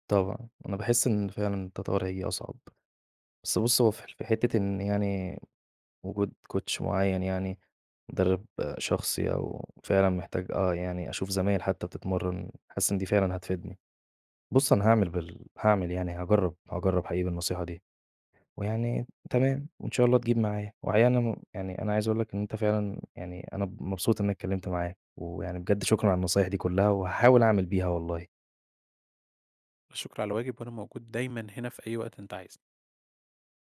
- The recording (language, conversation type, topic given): Arabic, advice, إزاي أقدر أستمر على جدول تمارين منتظم من غير ما أقطع؟
- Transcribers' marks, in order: in English: "Coach"